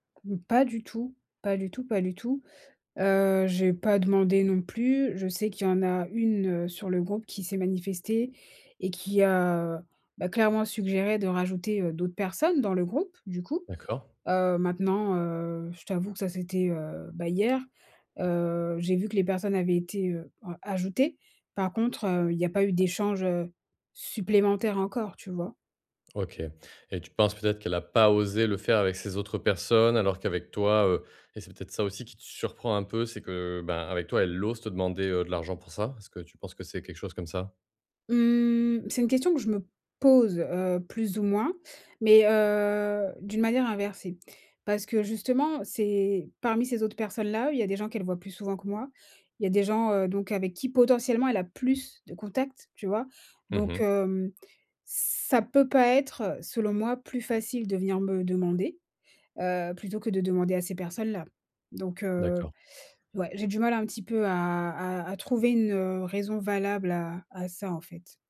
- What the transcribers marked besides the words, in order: tapping; other background noise; stressed: "surprend"; stressed: "pose"; stressed: "ça"
- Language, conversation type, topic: French, advice, Comment demander une contribution équitable aux dépenses partagées ?